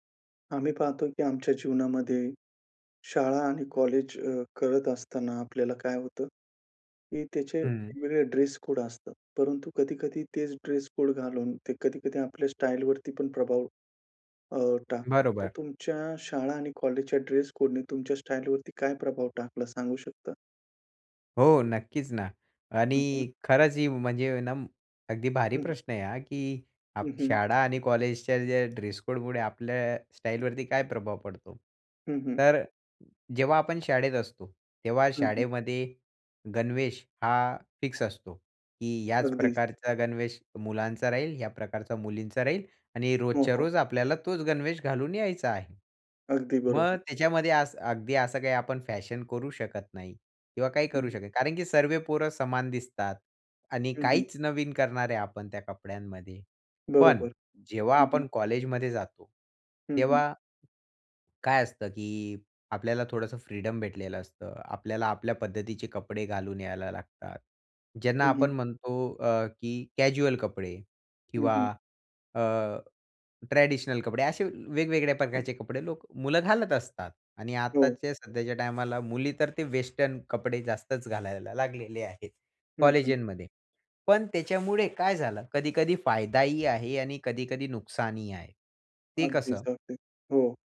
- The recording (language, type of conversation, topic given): Marathi, podcast, शाळा किंवा महाविद्यालयातील पोशाख नियमांमुळे तुमच्या स्वतःच्या शैलीवर कसा परिणाम झाला?
- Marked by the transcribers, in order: tapping; in English: "कॅज्युअल"; other noise